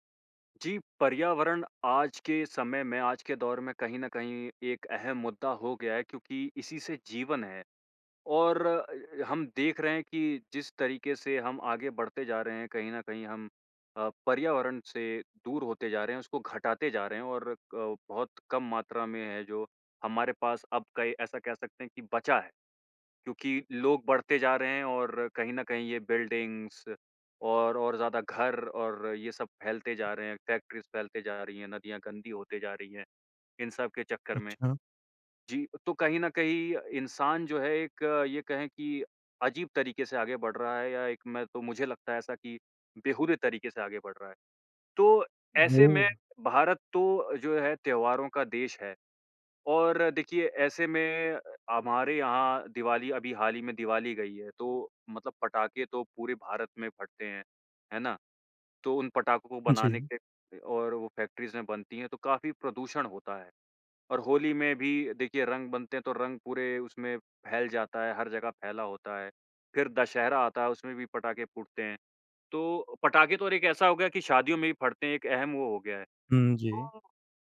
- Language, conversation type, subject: Hindi, podcast, त्योहारों को अधिक पर्यावरण-अनुकूल कैसे बनाया जा सकता है?
- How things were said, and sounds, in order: in English: "बिल्डिंग्स"; in English: "फैक्ट्रीज़"; in English: "फैक्ट्रीज़"